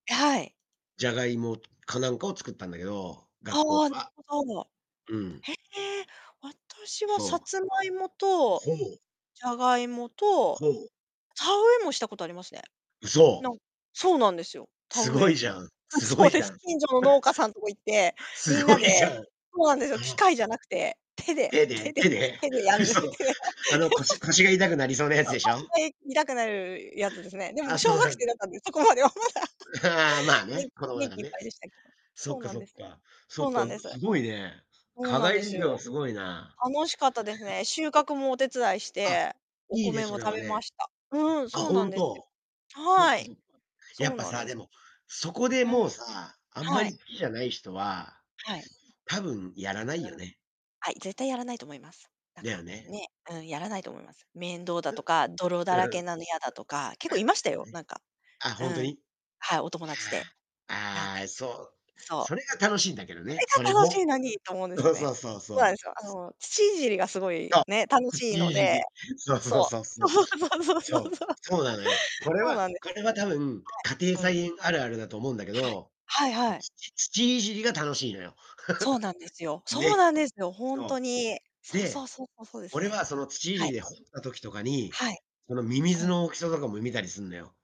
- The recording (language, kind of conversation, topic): Japanese, unstructured, 植物を育てる楽しさについて教えてください。
- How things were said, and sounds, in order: distorted speech; laughing while speaking: "そうです"; laughing while speaking: "すごいじゃん"; unintelligible speech; laughing while speaking: "手で、手で、手でやるって"; laughing while speaking: "嘘、あの、腰 腰が痛くなりそうなやつでしょ？"; laugh; laugh; other background noise; chuckle; stressed: "も"; laughing while speaking: "そう そう そう そう"; laughing while speaking: "そう そう そう そう そう"; laugh